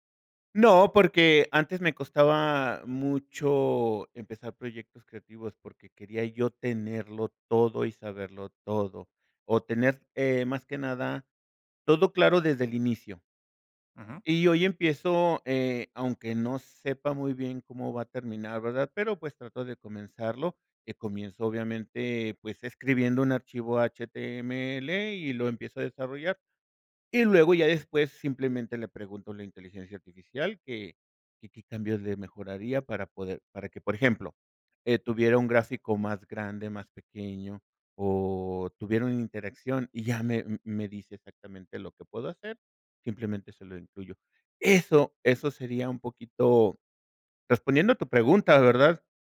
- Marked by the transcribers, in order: none
- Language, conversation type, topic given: Spanish, podcast, ¿Cómo ha cambiado tu creatividad con el tiempo?